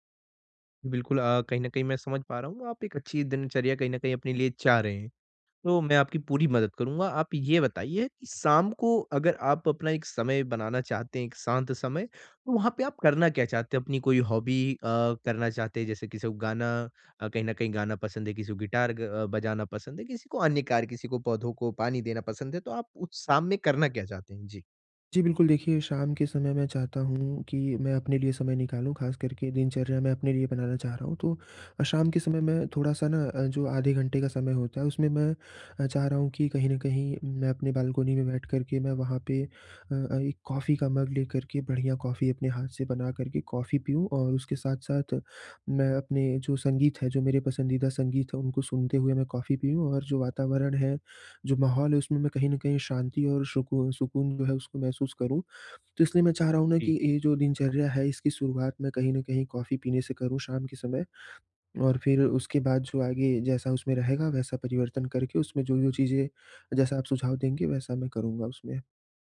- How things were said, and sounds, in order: in English: "हॉबी"
- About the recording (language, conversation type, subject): Hindi, advice, मैं शाम को शांत और आरामदायक दिनचर्या कैसे बना सकता/सकती हूँ?